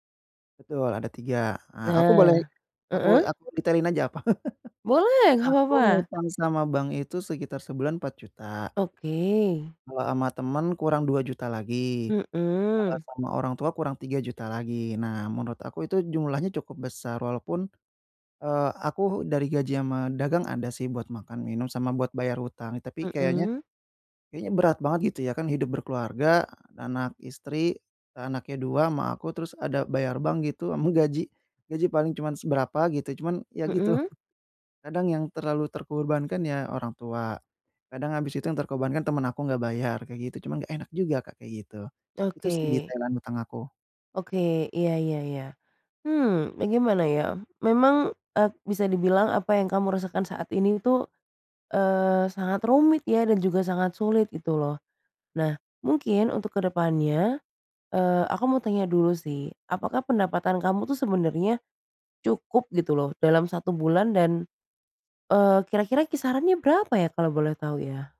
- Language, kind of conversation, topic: Indonesian, advice, Bagaimana cara menentukan prioritas ketika saya memiliki terlalu banyak tujuan sekaligus?
- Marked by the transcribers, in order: laugh; tapping